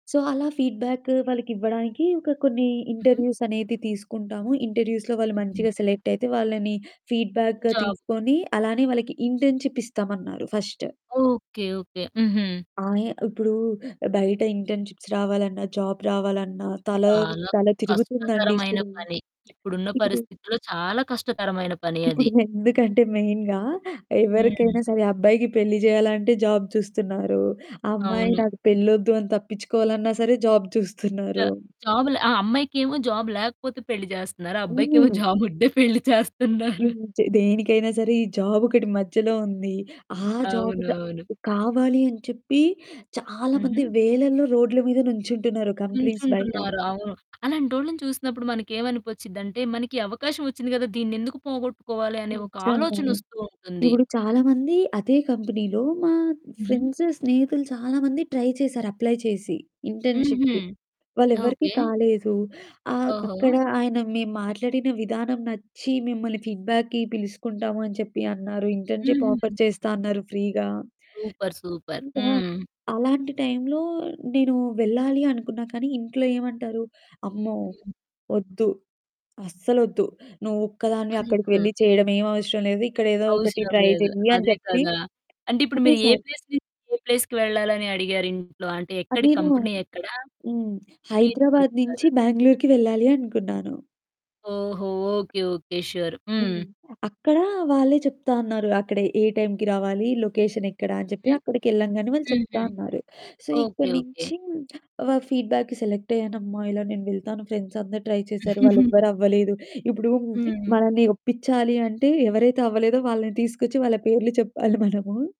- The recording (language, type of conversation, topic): Telugu, podcast, సోలో ప్రయాణంలో భద్రత కోసం మీరు ఏ జాగ్రత్తలు తీసుకుంటారు?
- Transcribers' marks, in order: in English: "సో"; in English: "ఇంటర్వ్యూస్"; in English: "ఇంటర్వ్యూస్‌లో"; in English: "సెలెక్ట్"; in English: "ఫీడ్‌బ్యాక్‌గా"; in English: "ఇంటర్న్‌షిప్"; in English: "ఇంటర్న్‌షిప్స్"; in English: "జాబ్"; other background noise; in English: "మెయిన్‌గా"; in English: "జాబ్"; in English: "జాబ్"; in English: "జాబ్"; in English: "జాబ్"; laughing while speaking: "అబ్బాయికేమో జాబ్ ఉంటే పెళ్లి చేస్తున్నారు"; in English: "జాబ్"; in English: "జాబ్"; in English: "కంపెనీస్"; in English: "కంపెనీలో"; in English: "ట్రై"; in English: "అప్లై"; in English: "ఇంటర్న్‌షిప్‌కి"; in English: "ఫీడ్‌బ్యాక్‌కి"; in English: "ఇంటర్న్‌షిప్ ఆఫర్"; in English: "సూపర్. సూపర్"; in English: "ఫ్రీగా"; in English: "ట్రై"; distorted speech; in English: "ప్లేస్"; in English: "ప్లేస్‌కి"; in English: "కంపెనీ"; in English: "షూర్"; in English: "లొకేషన్"; in English: "సో"; in English: "ఫీడ్‌బ్యాక్‌కి సెలెక్ట్"; in English: "ఫ్రెండ్స్"; in English: "ట్రై"; chuckle